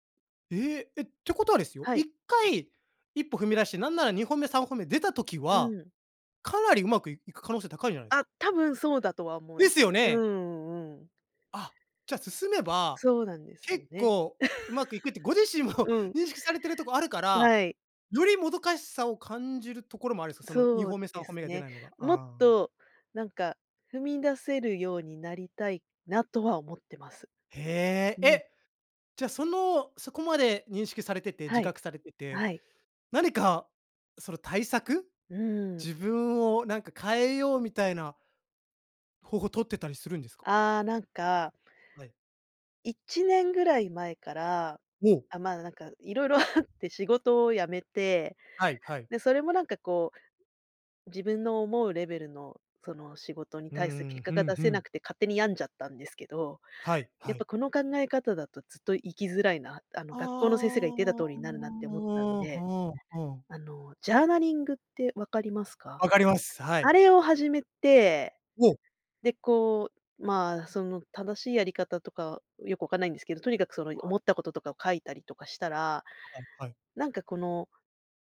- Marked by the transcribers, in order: laughing while speaking: "ご自身も"; laugh; laughing while speaking: "あって"; drawn out: "ああ"; tapping; unintelligible speech
- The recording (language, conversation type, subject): Japanese, podcast, 完璧を目指すべきか、まずは出してみるべきか、どちらを選びますか？